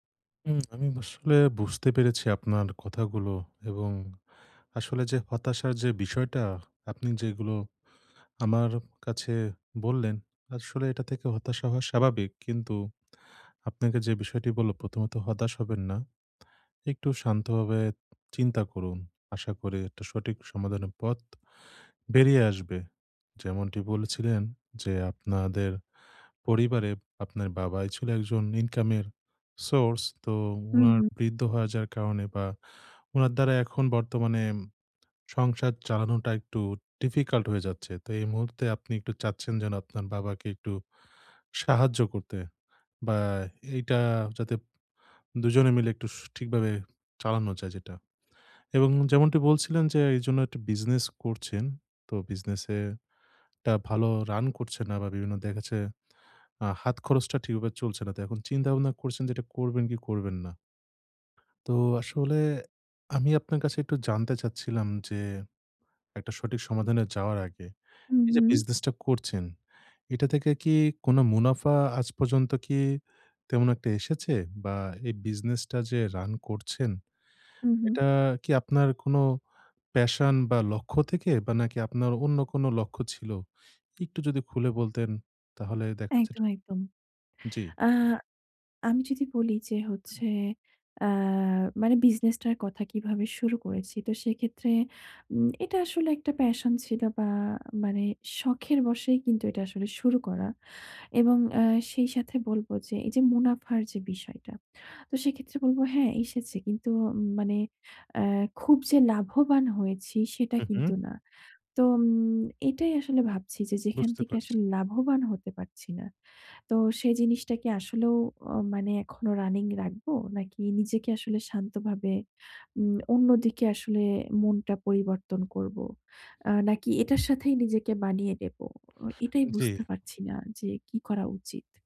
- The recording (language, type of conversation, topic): Bengali, advice, মানসিক নমনীয়তা গড়ে তুলে আমি কীভাবে দ্রুত ও শান্তভাবে পরিবর্তনের সঙ্গে মানিয়ে নিতে পারি?
- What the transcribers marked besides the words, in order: in English: "passion"; throat clearing; in English: "passion"; in English: "running"; blowing